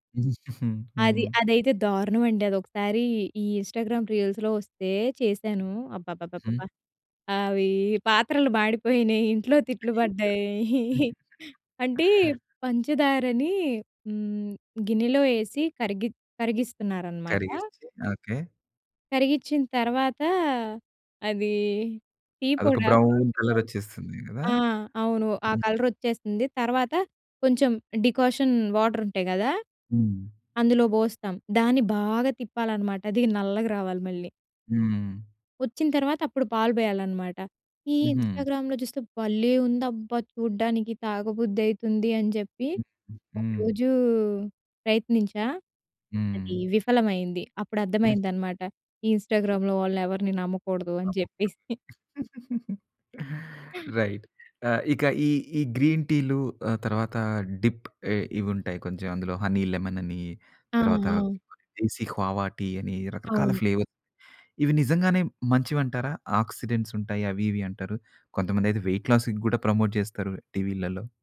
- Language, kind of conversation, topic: Telugu, podcast, కాఫీ లేదా టీ తాగే విషయంలో మీరు పాటించే అలవాట్లు ఏమిటి?
- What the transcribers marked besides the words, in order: chuckle; other background noise; in English: "ఇన్‌స్టాగ్రామ్ రీల్స్‌లో"; unintelligible speech; chuckle; in English: "కాఫీ పౌడర్"; in English: "బ్రౌన్ కలర్"; in English: "డికాషన్ వాటర్"; in English: "ఇన్‌స్టా‌గ్రామ్‍లో"; in English: "ఇన్‌స్టాగ్రామ్‍లో"; chuckle; giggle; in English: "రైట్"; in English: "గ్రీన్"; other noise; in English: "డిప్"; in English: "హనీ లెమన్"; in English: "ఫ్లేవర్"; in English: "ఆక్సిడెంట్స్"; in English: "వెయిట్ లాస్"; in English: "ప్రమోట్"